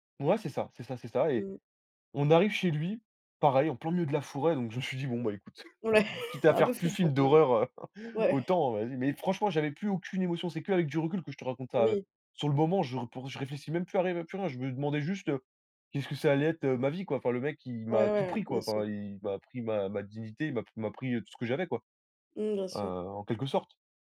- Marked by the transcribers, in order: chuckle
- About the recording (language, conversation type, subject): French, podcast, Peux-tu raconter une histoire où un inconnu t'a offert un logement ?